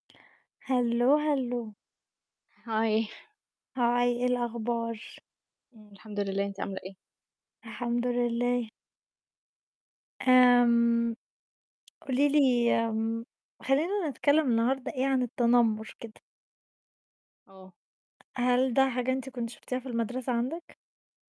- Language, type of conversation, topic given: Arabic, unstructured, إيه رأيك في تأثير التنمّر جوّه المدارس على التعلّم؟
- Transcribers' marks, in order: in English: "هالو هالو"; in English: "هاي"; chuckle; in English: "هاي"